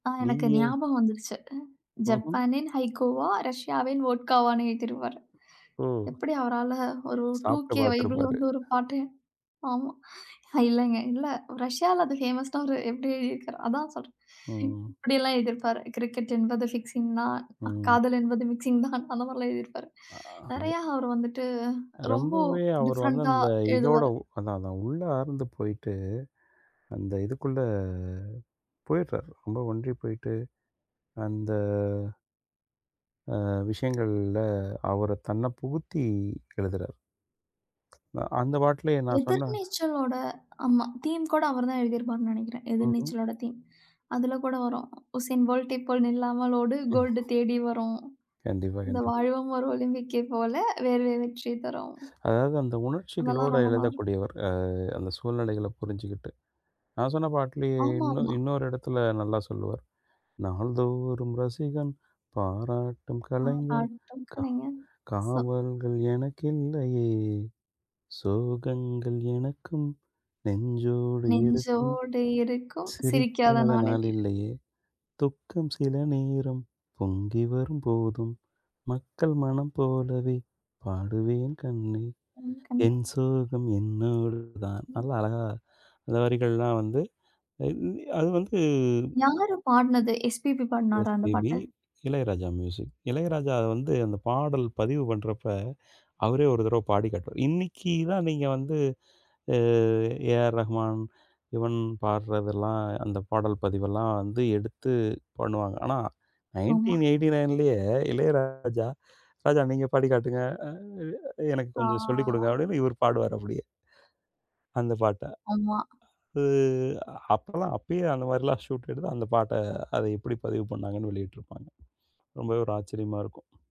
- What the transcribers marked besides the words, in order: laugh; other background noise; laughing while speaking: "எப்படி அவரால, ஒரு டூகே வைப்ல வந்து ஒரு பாட்ட, ஆமா. அ, இல்லைங்க, இல்லை"; other noise; in English: "டூகே வைப்ல"; in English: "ஃபேமஸ்ஸ்டாரு"; "எழுதியிருக்காரு" said as "எழுதியிருக்"; in English: "ஃபிக்சிங்"; laughing while speaking: "காதல் என்பது மிக்சிங் தான்"; drawn out: "ஆ"; in English: "டிஃப்ரண்ட்டா"; drawn out: "அந்த"; in English: "தீம்"; in English: "தீம்"; in English: "போல்டை"; in English: "கோல்டு"; laughing while speaking: "இந்த வாழ்வும் ஒரு ஒலிம்பிக்கை போல"; "நல்லாருக்கும்" said as "நாருக்கு"; unintelligible speech; singing: "நாள்தோறும் ரசிகன், பாராட்டும் கலைஞன் கா காவல்கள் எனக்கில்லையே. சோகங்கள் எனக்கும், நெஞ்சோடு இருக்கும்"; laughing while speaking: "நெஞ்சோடு இருக்கும், சிரிக்காத நாளேல்ல"; singing: "துக்கம் சில நேரம் பொங்கிவரும் போதும் … என் சோகம் என்னோடுதான்"; in English: "மியூசிக்"; drawn out: "ஆ"; in English: "ஷுட்"
- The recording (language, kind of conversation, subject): Tamil, podcast, ஒரு பாடலில் மெலடியும் வரிகளும் இதில் எது அதிகம் முக்கியம்?